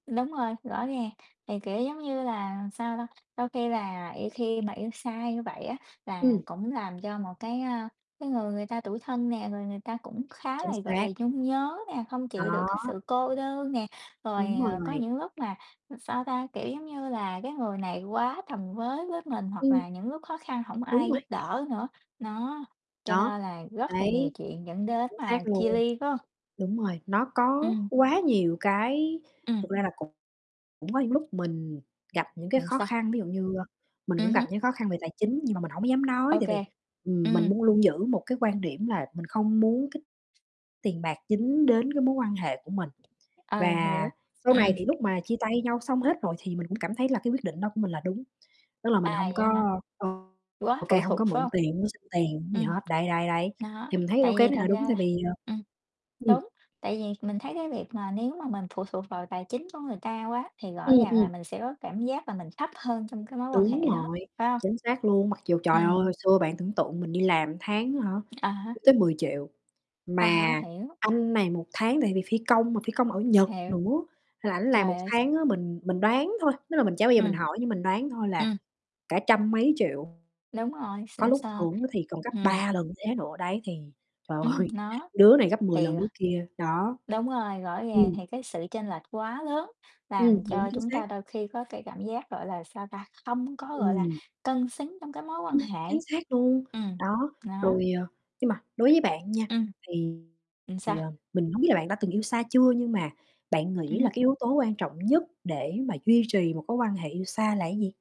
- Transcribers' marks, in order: static; distorted speech; tapping; other background noise; laughing while speaking: "ơi"
- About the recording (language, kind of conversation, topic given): Vietnamese, unstructured, Bạn nghĩ mối quan hệ yêu xa có thể thành công không?